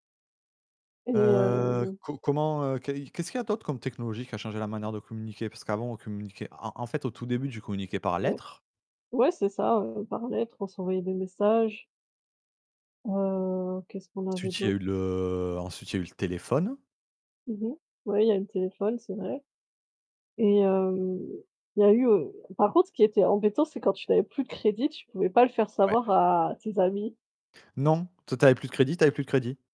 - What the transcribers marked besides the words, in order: drawn out: "Heu"; drawn out: "heu"; distorted speech; drawn out: "le"; tapping
- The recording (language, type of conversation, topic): French, unstructured, Comment la technologie a-t-elle changé notre manière de communiquer ?